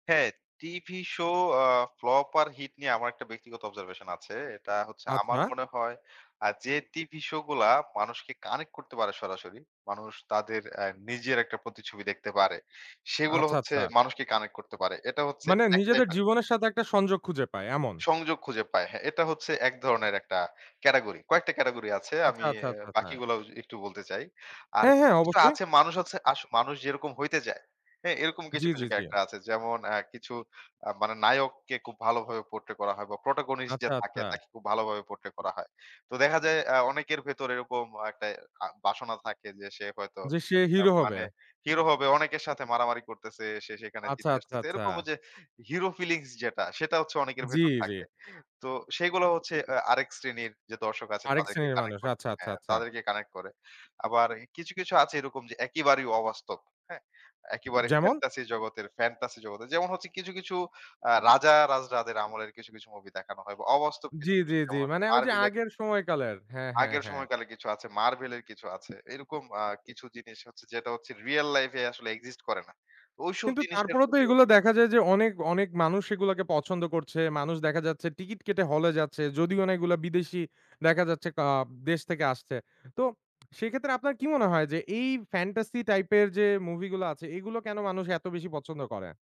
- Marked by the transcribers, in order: in English: "Observation"; in English: "category"; other noise; in English: "category"; in English: "character"; in English: "Portray"; tapping; in English: "Protagonist"; in English: "Portray"; "একেবারেই" said as "একিবারি"; in English: "fantasy"; in English: "fantasy"; in English: "Fantasy type"
- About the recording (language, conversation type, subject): Bengali, podcast, কেন কিছু টেলিভিশন ধারাবাহিক জনপ্রিয় হয় আর কিছু ব্যর্থ হয়—আপনার ব্যাখ্যা কী?